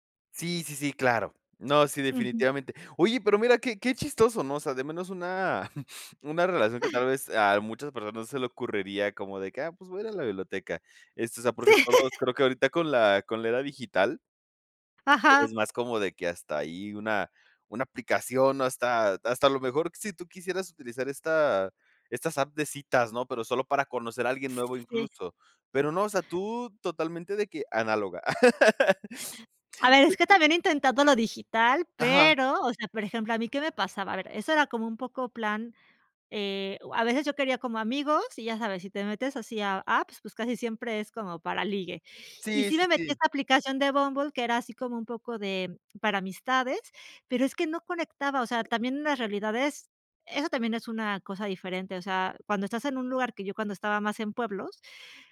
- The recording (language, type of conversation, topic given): Spanish, podcast, ¿Qué consejos darías para empezar a conocer gente nueva?
- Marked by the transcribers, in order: chuckle; chuckle; other background noise; tapping; laugh